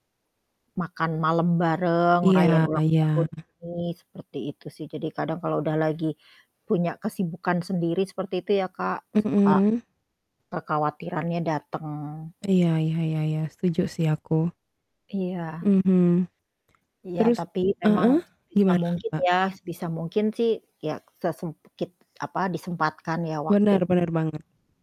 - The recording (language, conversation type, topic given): Indonesian, unstructured, Tradisi keluarga apa yang selalu membuatmu merasa bahagia?
- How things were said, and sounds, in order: static; distorted speech; background speech; other background noise